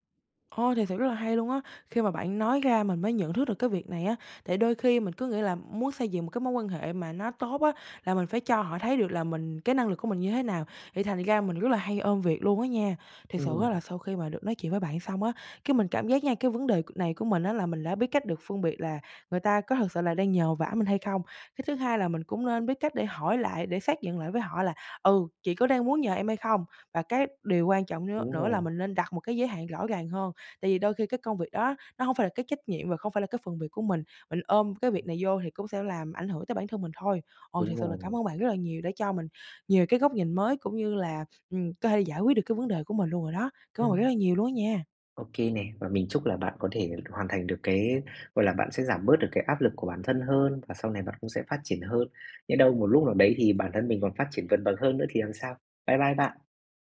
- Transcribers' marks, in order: tapping
- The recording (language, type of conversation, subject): Vietnamese, advice, Làm sao phân biệt phản hồi theo yêu cầu và phản hồi không theo yêu cầu?